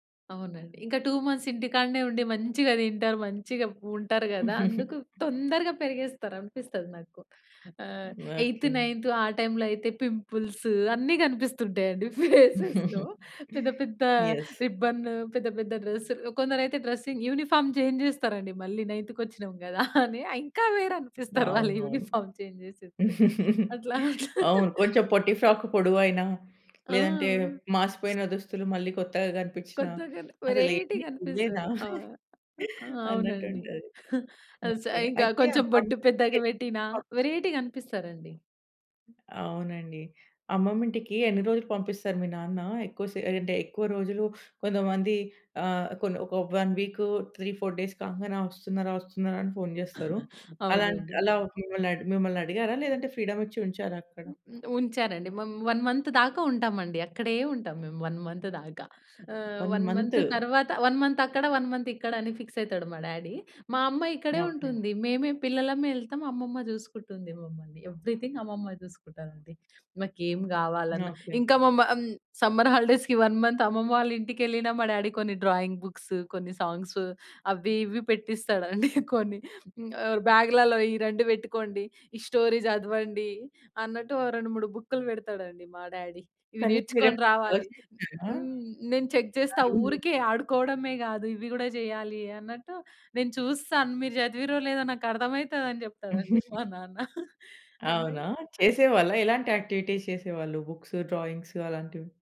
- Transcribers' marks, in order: in English: "టూ మంత్స్"; giggle; in English: "ఎయిత్ నైన్త్"; in English: "పింపుల్స్"; laughing while speaking: "ఫేసెస్‌లో"; in English: "ఫేసెస్‌లో"; giggle; in English: "యెస్"; in English: "రిబ్బన్"; in English: "డ్రెస్"; in English: "డ్రెసింగ్ యూనిఫార్మ్ చేంజ్"; in English: "నైన్త్"; laughing while speaking: "గదా! అని. ఇంకా వేరు అనిపిస్తారు వాళ్ళ యూనిఫార్మ్ చేంజ్ జేసేస్తే అట్లా అట్లా"; chuckle; in English: "యూనిఫార్మ్ చేంజ్ జేసేస్తే అట్లా అట్లా"; in English: "ఫ్రాక్"; other background noise; in English: "వేరైటీ"; giggle; unintelligible speech; in English: "వన్"; in English: "త్రీ ఫోర్ డేస్"; in English: "వన్ మంత్"; in English: "వన్ మంత్"; in English: "వన్ మంత్"; in English: "వన్"; in English: "వన్ మంత్"; in English: "వన్ మంత్"; in English: "ఫిక్స్"; in English: "డ్యాడీ"; in English: "ఎవరీథింగ్"; in English: "సమ్మర్ హాలిడేస్‌కి వన్ మంత్"; in English: "డ్యాడీ"; in English: "డ్రాయింగ్ బుక్స్"; in English: "సాంగ్స్"; giggle; in English: "స్టోరీ"; in English: "డ్యాడీ"; in English: "చెక్"; giggle; chuckle; unintelligible speech; in English: "యాక్టివిటీస్"; in English: "బుక్స్, డ్రాయింగ్స్"
- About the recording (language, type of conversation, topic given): Telugu, podcast, మీరు పాఠశాల సెలవుల్లో చేసే ప్రత్యేక హాబీ ఏమిటి?